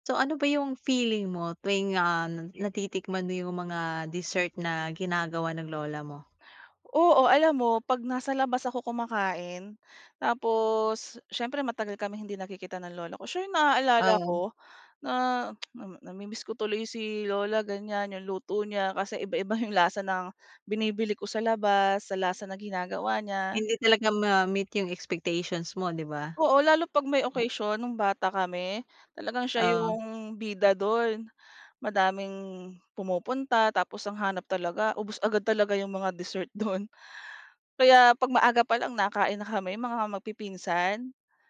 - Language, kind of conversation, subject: Filipino, podcast, Ano ang paborito mong panghimagas noong bata ka, at bakit mo ito naaalala?
- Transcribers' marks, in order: other background noise; tapping; tongue click